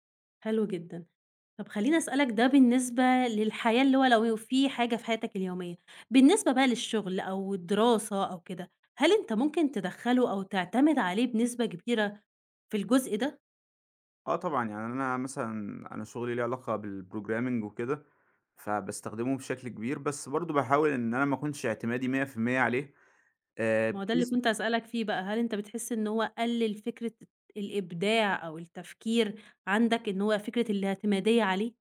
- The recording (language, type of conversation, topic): Arabic, podcast, إزاي بتحط حدود للذكاء الاصطناعي في حياتك اليومية؟
- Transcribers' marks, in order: tapping; in English: "بالprogramming"